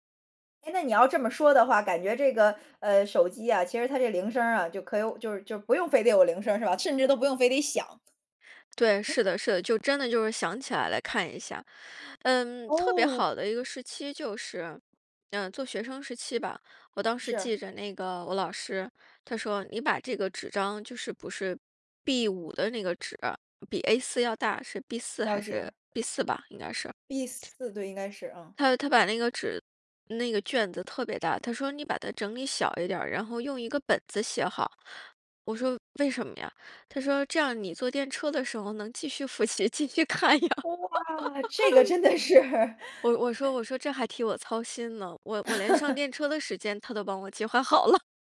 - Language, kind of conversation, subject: Chinese, podcast, 如何在通勤途中练习正念？
- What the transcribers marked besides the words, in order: other background noise; laughing while speaking: "继续看呀"; surprised: "哇"; laugh; laughing while speaking: "是"; chuckle; laugh; laughing while speaking: "好了"